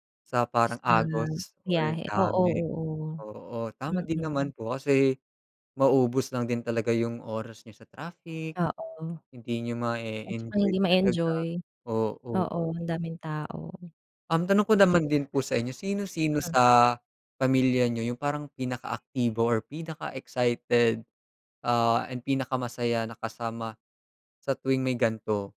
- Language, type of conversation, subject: Filipino, unstructured, Ano ang pinaka-hindi mo malilimutang pakikipagsapalaran kasama ang pamilya?
- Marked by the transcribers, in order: none